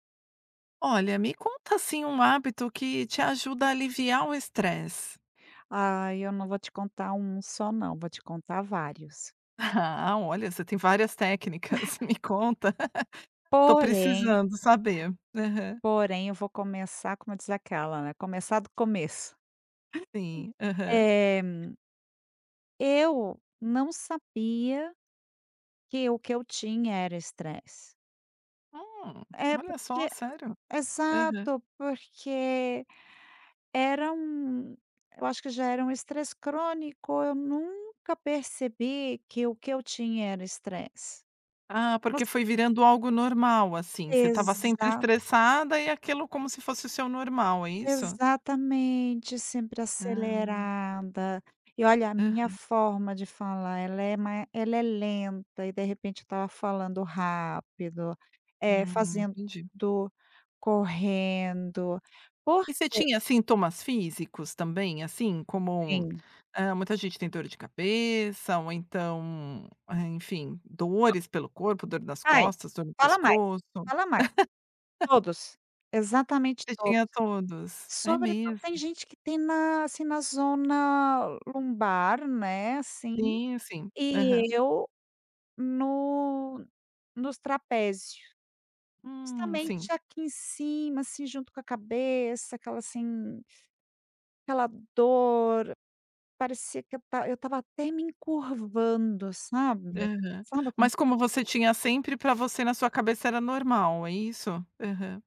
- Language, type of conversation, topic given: Portuguese, podcast, Me conta um hábito que te ajuda a aliviar o estresse?
- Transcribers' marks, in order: chuckle; laughing while speaking: "Me conta"; other background noise; tapping; chuckle